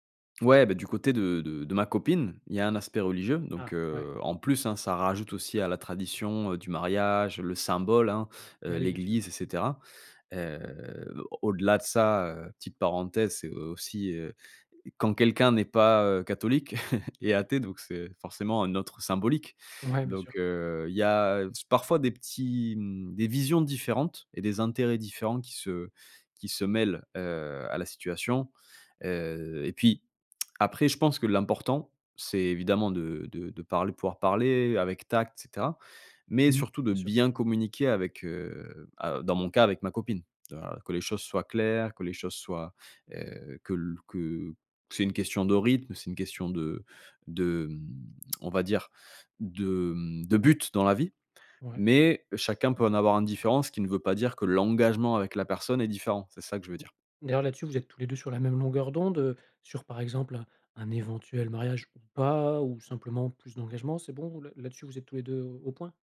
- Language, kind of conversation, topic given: French, advice, Quelle pression ta famille exerce-t-elle pour que tu te maries ou que tu officialises ta relation ?
- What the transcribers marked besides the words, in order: drawn out: "Heu"; chuckle; laughing while speaking: "Ouais"; tongue click; stressed: "bien"; tongue click; stressed: "but"